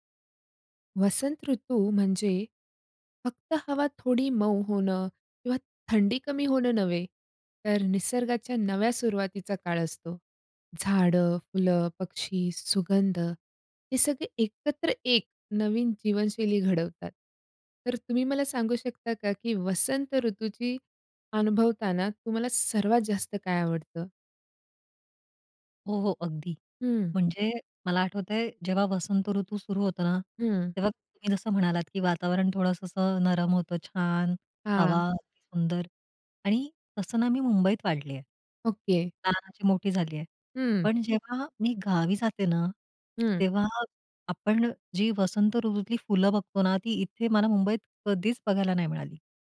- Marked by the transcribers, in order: tapping; other background noise
- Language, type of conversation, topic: Marathi, podcast, वसंताचा सुवास आणि फुलं तुला कशी भावतात?